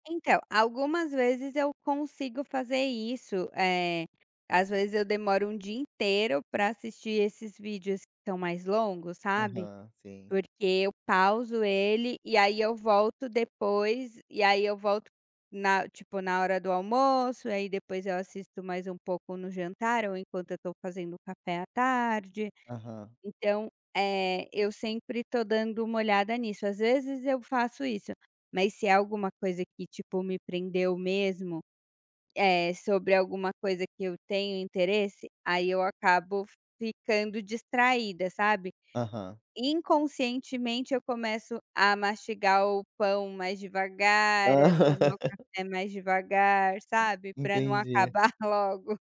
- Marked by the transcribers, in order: laugh; tapping
- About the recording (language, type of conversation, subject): Portuguese, advice, Como as distrações digitais estão tirando horas produtivas do seu dia?